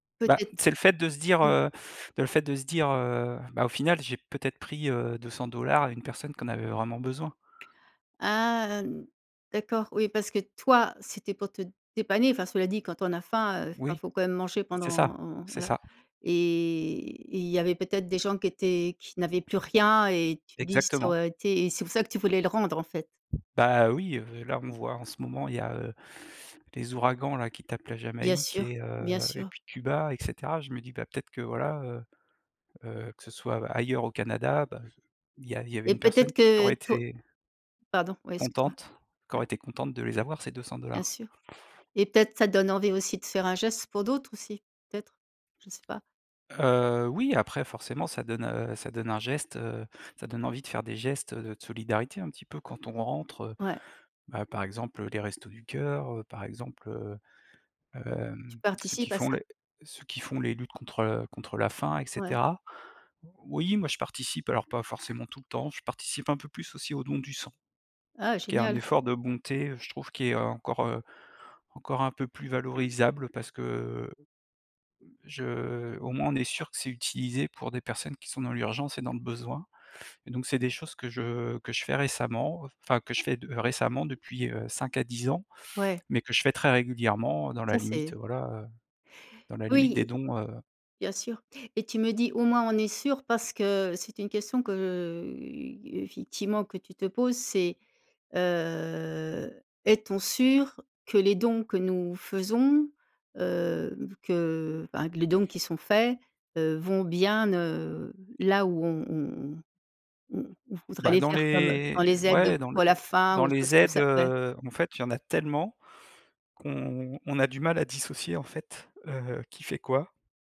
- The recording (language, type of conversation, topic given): French, podcast, Quel geste de bonté t’a vraiment marqué ?
- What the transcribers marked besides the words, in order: drawn out: "Ah"; stressed: "toi"; other background noise; tapping; drawn out: "heu"; drawn out: "heu"; drawn out: "les"